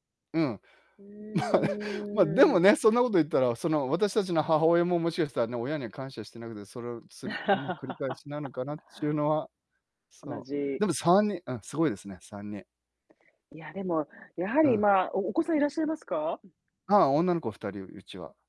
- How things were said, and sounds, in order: laugh; drawn out: "うーん"; laugh
- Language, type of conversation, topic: Japanese, unstructured, 努力が評価されないとき、どのように感じますか？